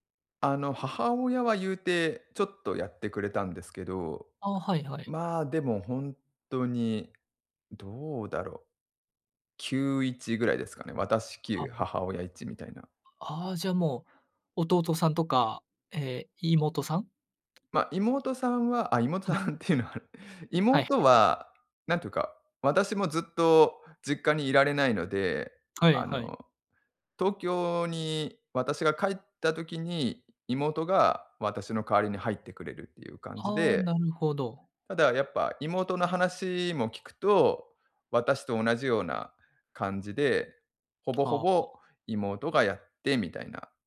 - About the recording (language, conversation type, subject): Japanese, advice, 介護の負担を誰が担うかで家族が揉めている
- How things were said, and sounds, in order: tapping; laughing while speaking: "妹さんっていうのはあれ"